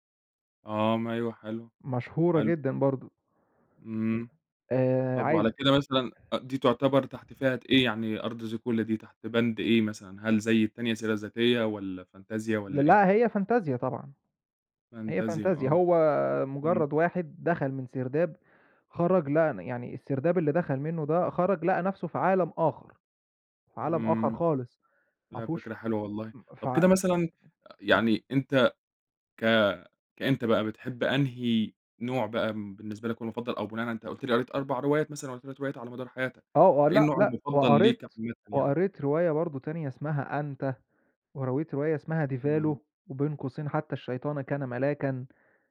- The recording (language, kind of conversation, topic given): Arabic, podcast, إيه نوع الكتب اللي بتشدّك وبتخليك تكمّلها للآخر، وليه؟
- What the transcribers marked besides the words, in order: in Italian: "فانتازيا"; in Italian: "فانتازيا"; in Italian: "فانتازيا"; in Italian: "فانتازيا"; other noise